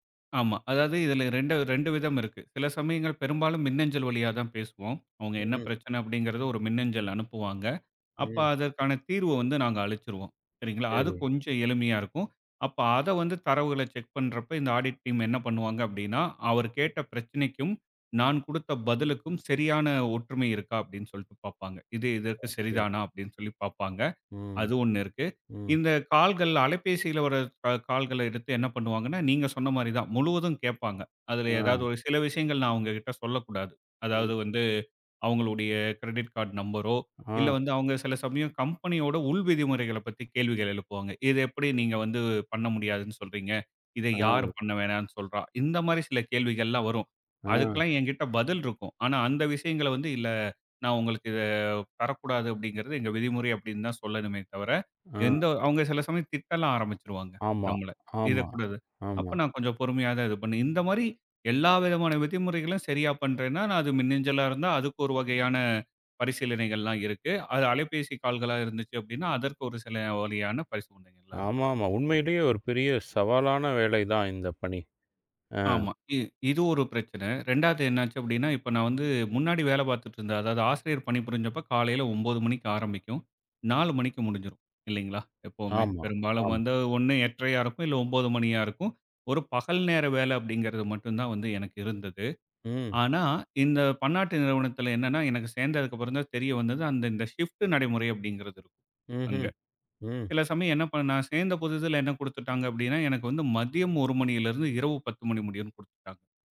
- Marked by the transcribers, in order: in English: "ஆடிட் டீம்"; in English: "ஷிப்ட்"
- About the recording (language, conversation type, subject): Tamil, podcast, பணியில் மாற்றம் செய்யும் போது உங்களுக்கு ஏற்பட்ட மிகப் பெரிய சவால்கள் என்ன?